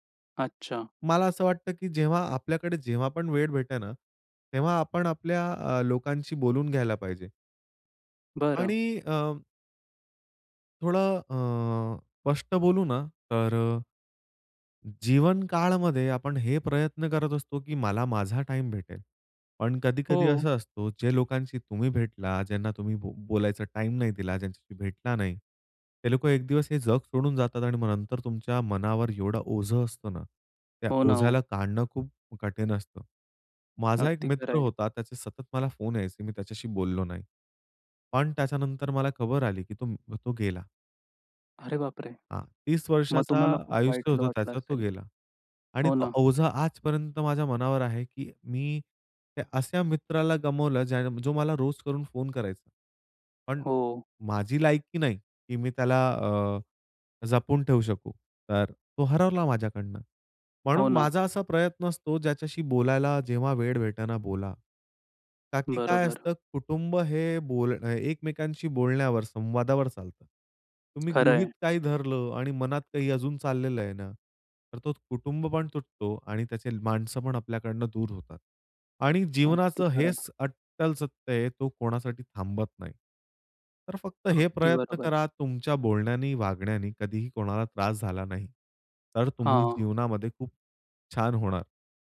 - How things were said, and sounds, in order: tapping
- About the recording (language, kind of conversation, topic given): Marathi, podcast, फक्त स्वतःसाठी वेळ कसा काढता आणि घरही कसे सांभाळता?